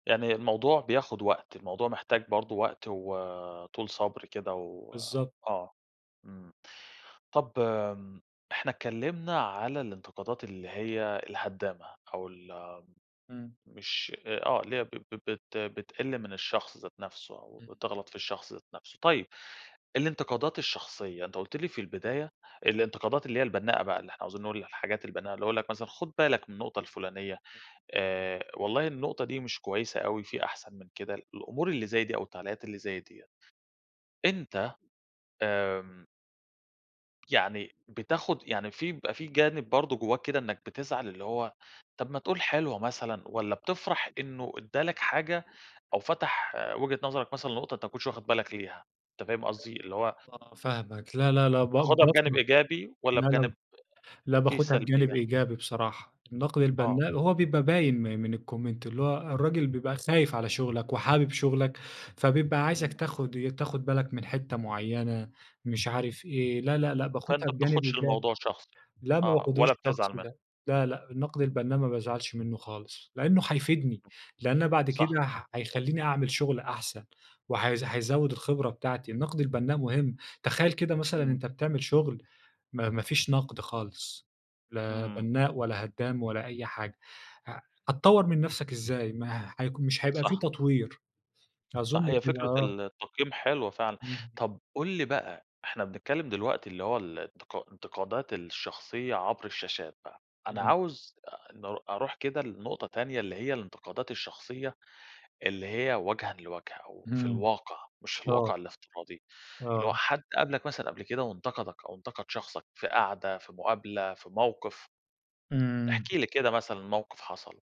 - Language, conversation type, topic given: Arabic, podcast, إزاي بتتعامل بهدوء مع الانتقادات الشخصية؟
- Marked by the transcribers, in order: tapping; other background noise; in English: "الcomment"